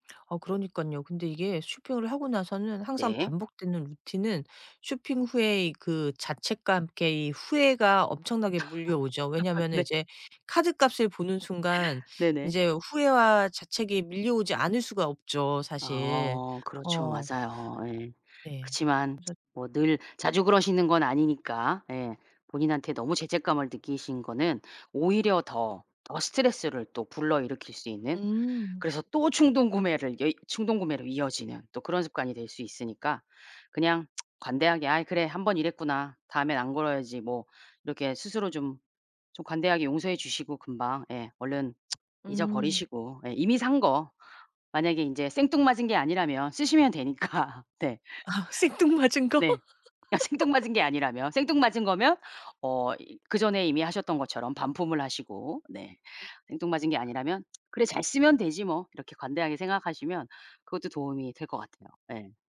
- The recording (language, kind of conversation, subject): Korean, advice, 위로하려고 쇼핑을 자주 한 뒤 죄책감을 느끼는 이유가 무엇인가요?
- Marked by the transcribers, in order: tapping; laugh; laugh; lip smack; lip smack; laughing while speaking: "되니까"; laugh; laughing while speaking: "그니까 생뚱맞은 게"; laughing while speaking: "아 생뚱맞은 거?"; laugh; other background noise